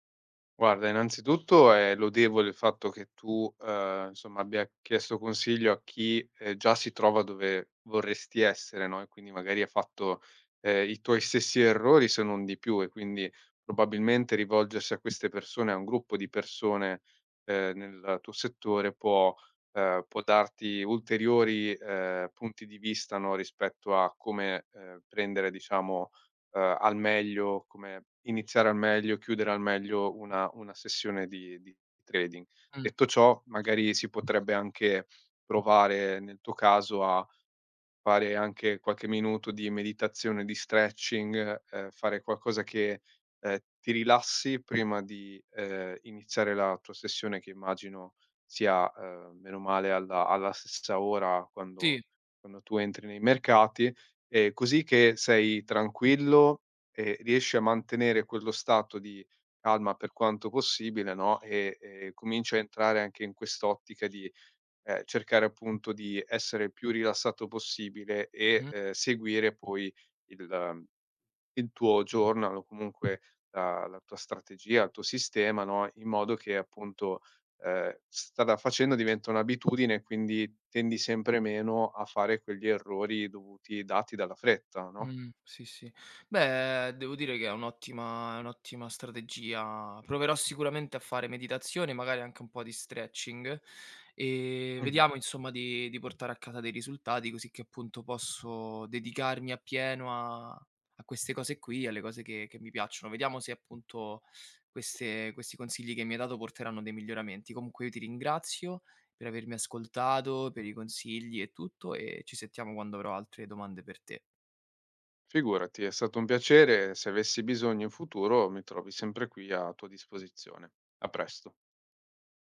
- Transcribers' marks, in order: tapping; in English: "journal"
- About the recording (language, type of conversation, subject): Italian, advice, Come posso gestire i progressi lenti e la perdita di fiducia nei risultati?